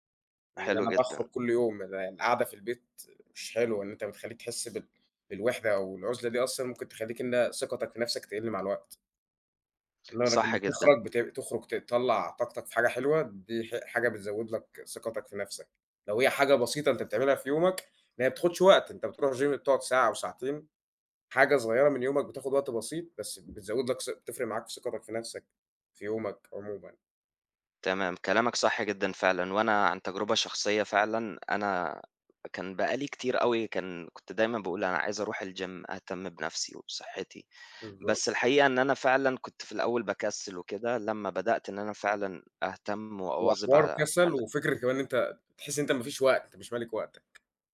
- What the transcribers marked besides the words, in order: in English: "gym"; tapping; in English: "الgym"
- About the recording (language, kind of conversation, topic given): Arabic, unstructured, إيه الطرق اللي بتساعدك تزود ثقتك بنفسك؟